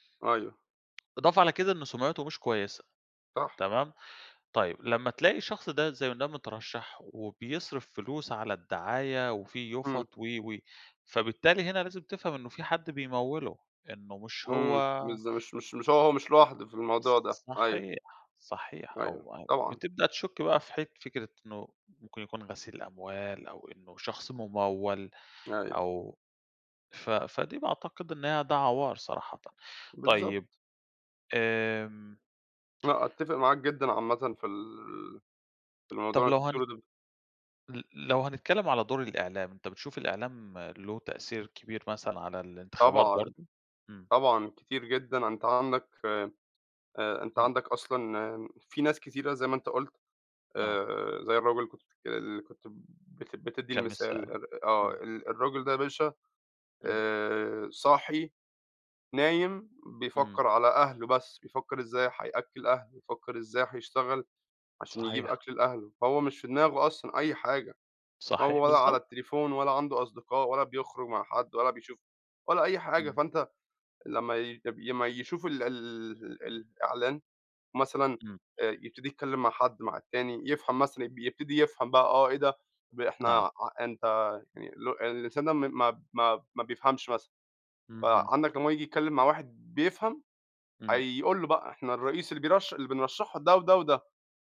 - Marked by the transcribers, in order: tapping
- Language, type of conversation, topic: Arabic, unstructured, هل شايف إن الانتخابات بتتعمل بعدل؟